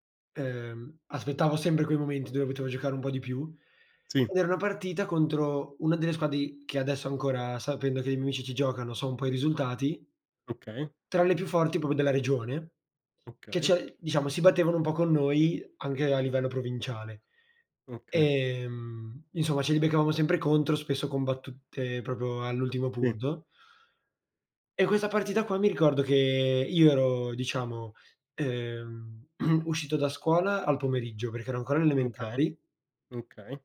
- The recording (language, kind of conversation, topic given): Italian, unstructured, Hai un ricordo speciale legato a uno sport o a una gara?
- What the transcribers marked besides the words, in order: "cioè" said as "ceh"; throat clearing